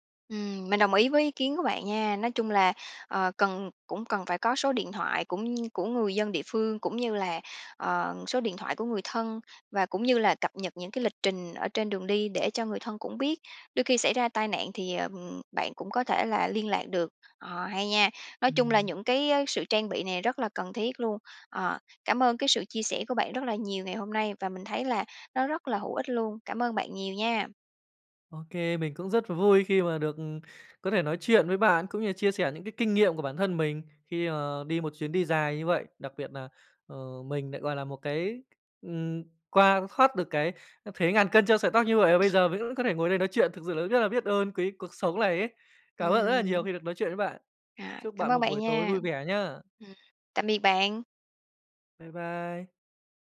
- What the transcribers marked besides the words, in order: tapping; other background noise; "này" said as "lày"
- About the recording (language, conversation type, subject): Vietnamese, podcast, Bạn đã từng suýt gặp tai nạn nhưng may mắn thoát nạn chưa?